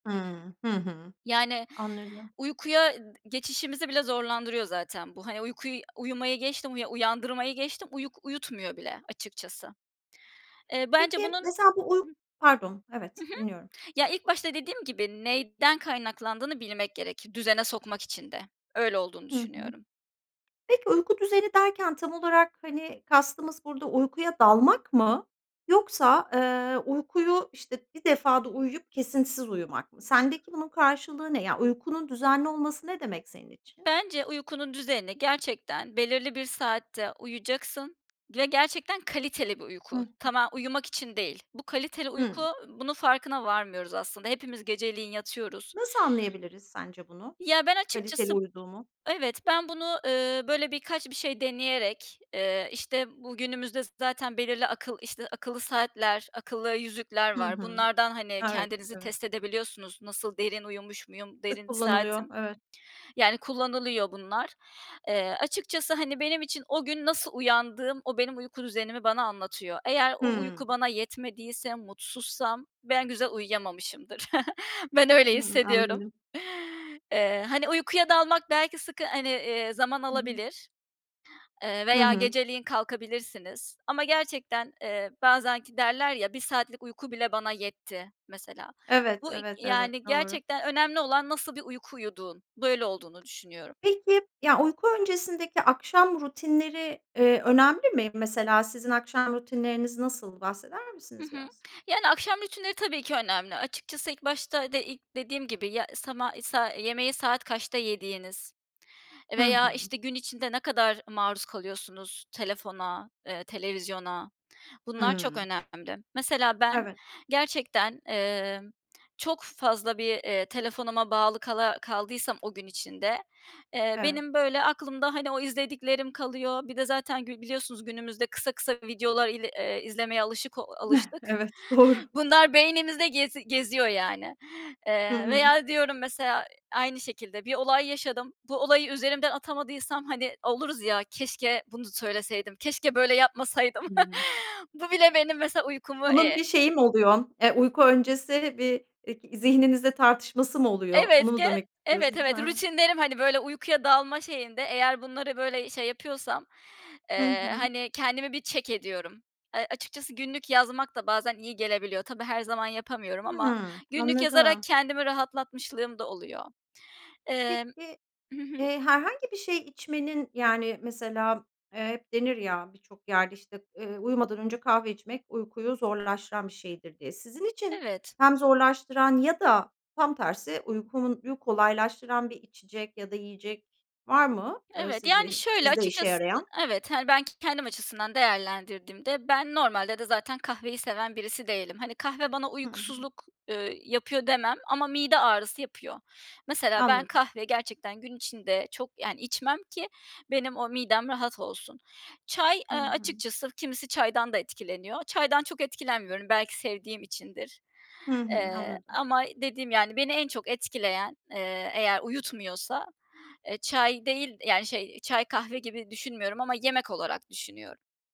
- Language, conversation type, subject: Turkish, podcast, Uyku düzenimi düzeltmenin kolay yolları nelerdir?
- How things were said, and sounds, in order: other background noise; other noise; tapping; stressed: "kaliteli"; chuckle; lip smack; chuckle; laughing while speaking: "Evet. Doğru"; chuckle; chuckle; in English: "check"; "uykuyu" said as "uykumunyu"